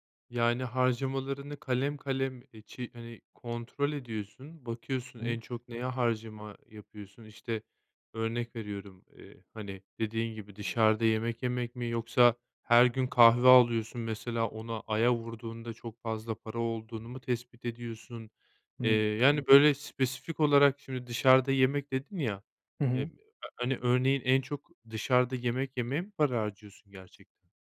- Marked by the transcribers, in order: none
- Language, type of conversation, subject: Turkish, podcast, Para biriktirmeyi mi, harcamayı mı yoksa yatırım yapmayı mı tercih edersin?
- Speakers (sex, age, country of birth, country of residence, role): male, 20-24, Turkey, Poland, guest; male, 30-34, Turkey, Spain, host